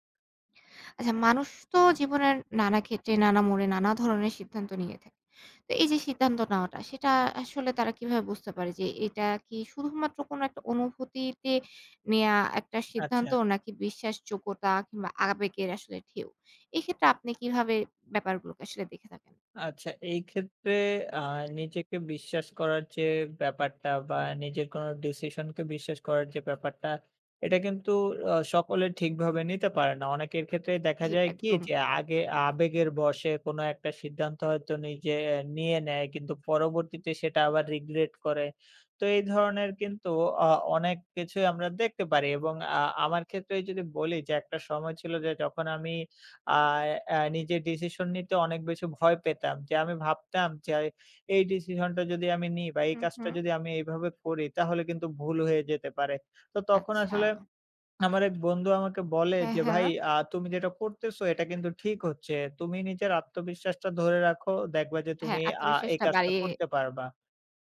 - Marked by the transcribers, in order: other background noise; tapping; in English: "regret"
- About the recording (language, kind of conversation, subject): Bengali, podcast, নিজের অনুভূতিকে কখন বিশ্বাস করবেন, আর কখন সন্দেহ করবেন?